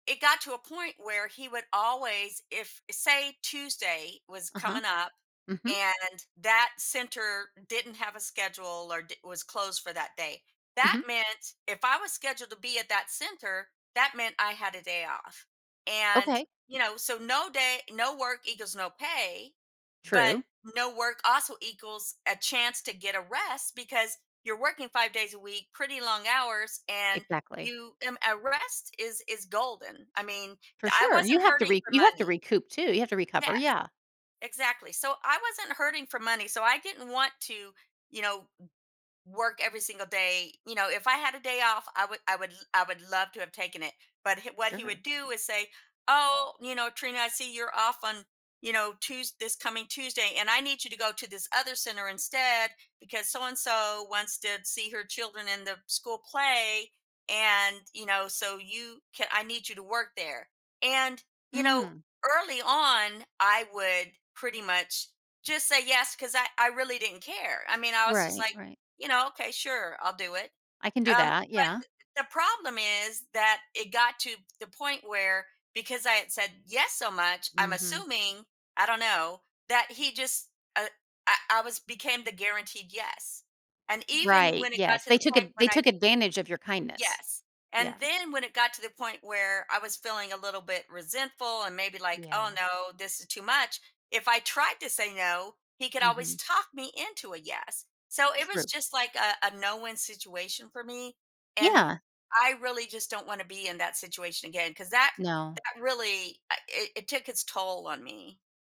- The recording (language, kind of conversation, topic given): English, advice, How can I say no to extra commitments?
- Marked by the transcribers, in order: none